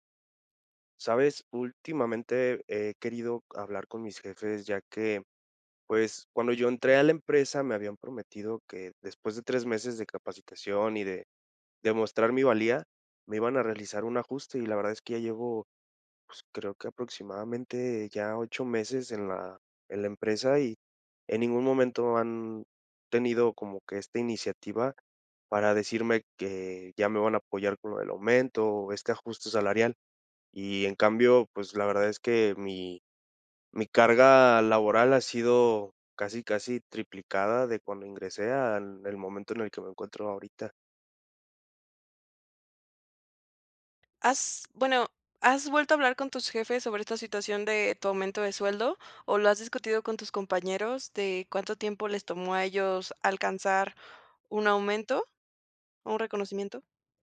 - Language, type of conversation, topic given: Spanish, advice, ¿Cómo puedo pedir con confianza un aumento o reconocimiento laboral?
- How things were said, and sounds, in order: none